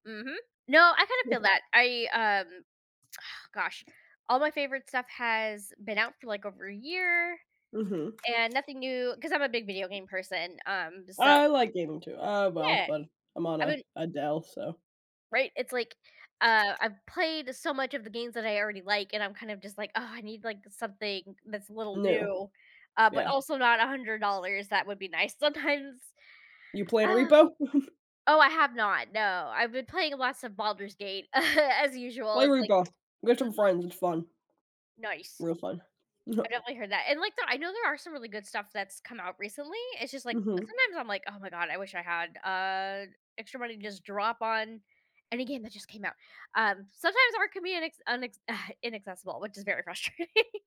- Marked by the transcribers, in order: other background noise; chuckle; chuckle; laugh; tapping; chuckle; sigh; laughing while speaking: "frustrating"
- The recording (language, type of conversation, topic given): English, unstructured, How does art shape the way we experience the world around us?
- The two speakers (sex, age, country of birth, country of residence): female, 18-19, United States, United States; female, 30-34, United States, United States